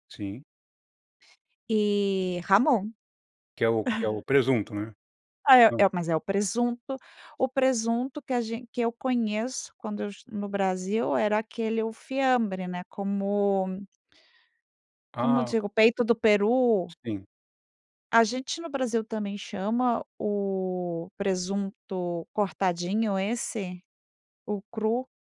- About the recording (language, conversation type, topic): Portuguese, podcast, Como a comida influenciou sua adaptação cultural?
- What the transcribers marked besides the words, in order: laugh